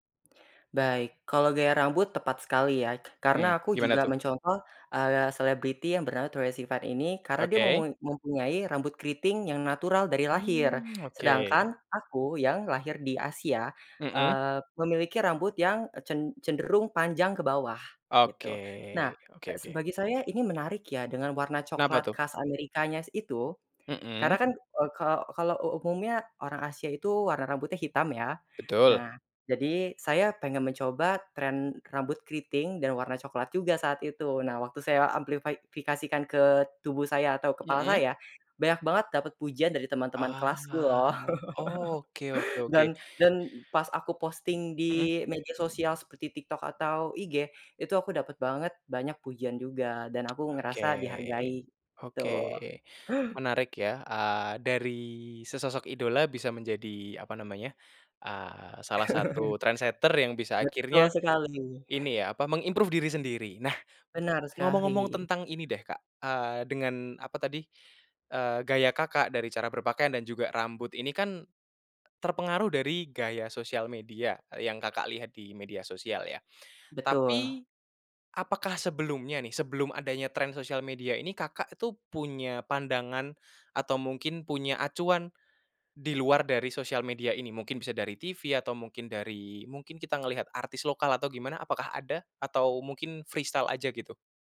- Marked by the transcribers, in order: tapping; drawn out: "Ah"; chuckle; tsk; in English: "trendsetter"; chuckle; in English: "meng-improve"; other background noise; chuckle; in English: "freestyle"
- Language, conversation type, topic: Indonesian, podcast, Apa peran media sosial dalam membentuk gaya kamu?